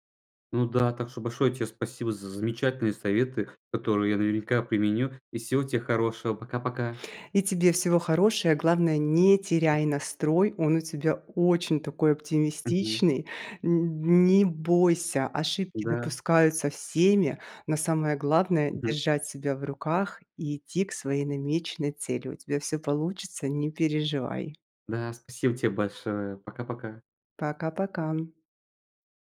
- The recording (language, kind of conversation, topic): Russian, advice, Как сделать первый шаг к изменениям в жизни, если мешает страх неизвестности?
- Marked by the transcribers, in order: other background noise; stressed: "очень"; tapping